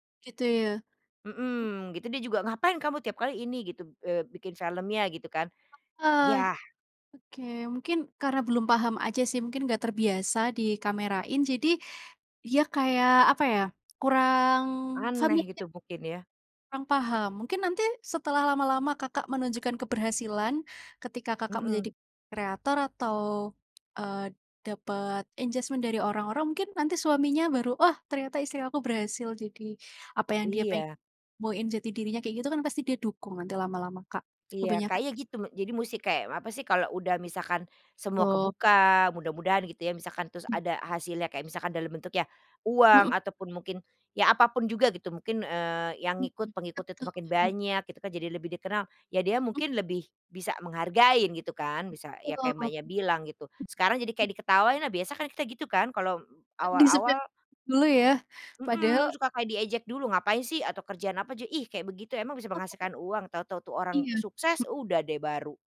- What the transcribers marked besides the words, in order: music; tapping; in English: "enjustment"; "engagement" said as "enjustment"; other noise; other background noise
- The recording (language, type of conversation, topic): Indonesian, unstructured, Bagaimana perasaanmu kalau ada yang mengejek hobimu?